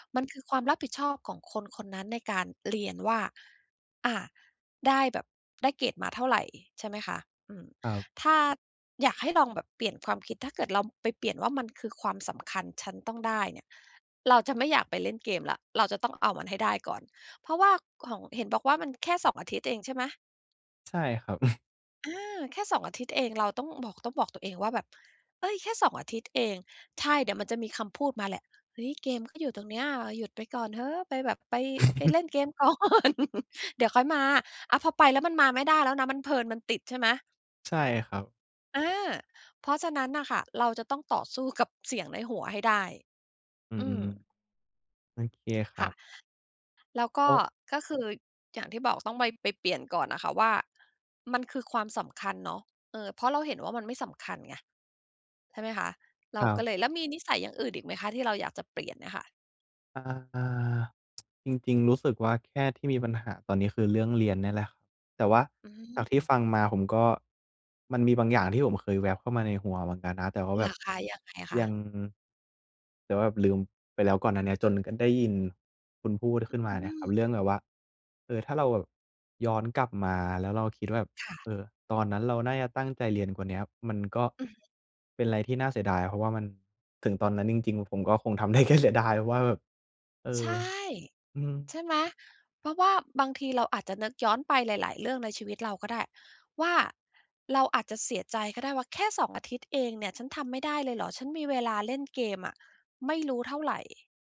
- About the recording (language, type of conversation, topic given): Thai, advice, ฉันจะหยุดทำพฤติกรรมเดิมที่ไม่ดีต่อฉันได้อย่างไร?
- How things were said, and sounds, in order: chuckle; put-on voice: "เฮ้ย เกมก็อยู่ตรงเนี้ย หยุดไปก่อนเถอะ ไปแบบไป ไปเล่นเกม"; chuckle; laughing while speaking: "ก่อน"; laugh; laughing while speaking: "กับ"; tsk; laughing while speaking: "ได้แค่เสียดาย"